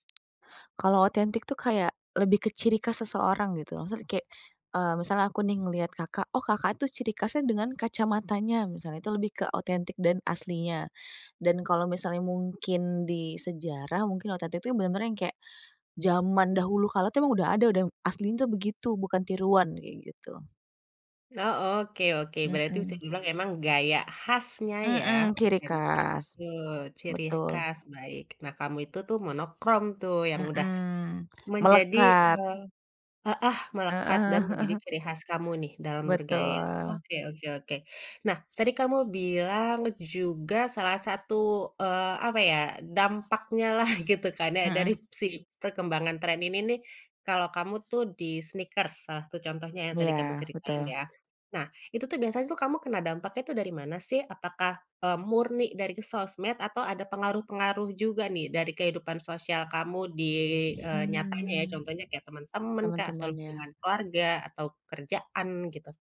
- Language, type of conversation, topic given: Indonesian, podcast, Bagaimana kamu menjaga keaslian diri saat banyak tren berseliweran?
- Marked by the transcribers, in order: tapping; chuckle; in English: "sneakers"; background speech